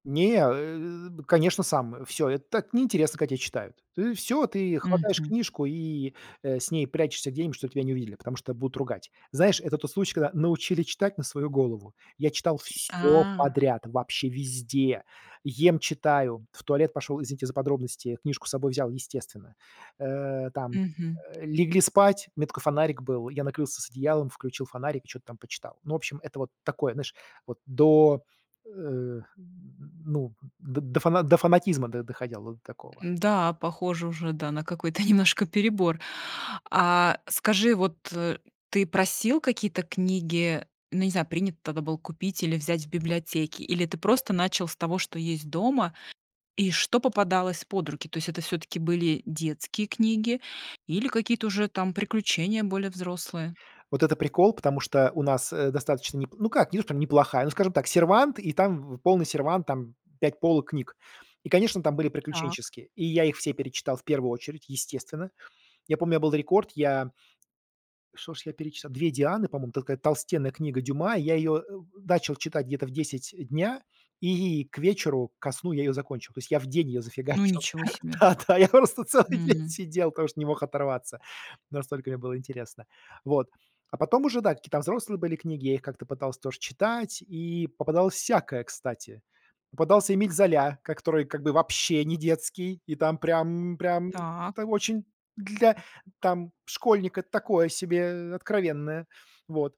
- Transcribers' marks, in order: tapping; drawn out: "А"; stressed: "всё"; laughing while speaking: "немножко"; "ж" said as "шож"; laughing while speaking: "зафигачил. Да, да, я просто целый день сидел"; stressed: "вообще"
- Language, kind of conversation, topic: Russian, podcast, Помнишь момент, когда что‑то стало действительно интересно?